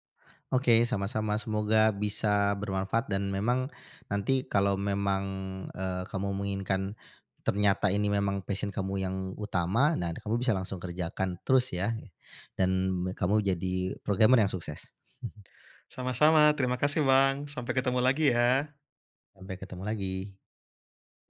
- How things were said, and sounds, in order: in English: "passion"; in English: "programmer"; chuckle
- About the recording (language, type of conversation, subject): Indonesian, advice, Bagaimana cara mengatasi kehilangan semangat untuk mempelajari keterampilan baru atau mengikuti kursus?